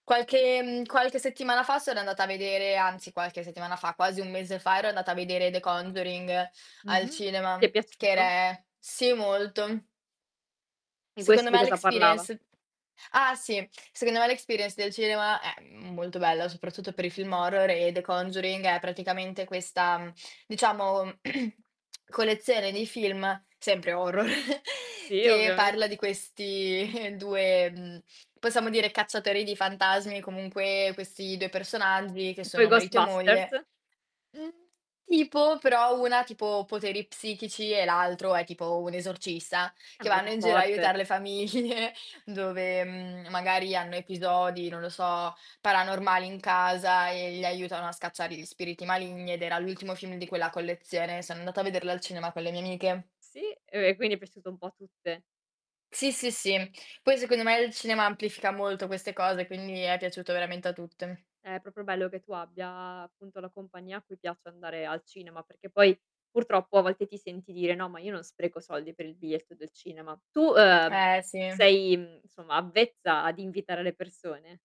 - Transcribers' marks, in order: distorted speech; in English: "experience"; in English: "experience"; throat clearing; laughing while speaking: "horror"; chuckle; tapping; laughing while speaking: "famiglie"; static; unintelligible speech; other background noise; "insomma" said as "nsomma"
- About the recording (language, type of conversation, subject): Italian, podcast, Come è cambiato il modo di guardare i film, dal cinema allo streaming?